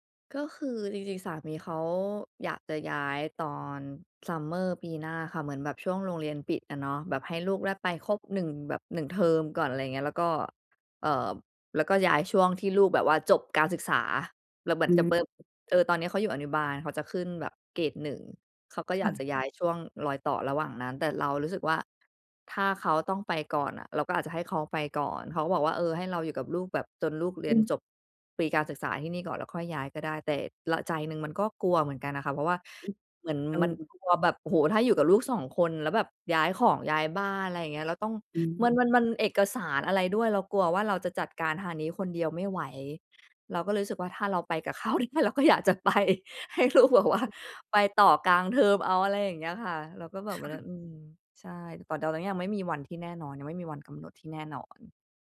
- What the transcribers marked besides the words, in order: other background noise; laughing while speaking: "เขาได้เราก็อยากจะไป ให้ลูกแบบว่า"
- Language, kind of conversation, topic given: Thai, advice, จะรับมือกับความรู้สึกผูกพันกับที่เดิมอย่างไรเมื่อจำเป็นต้องย้ายไปอยู่ที่ใหม่?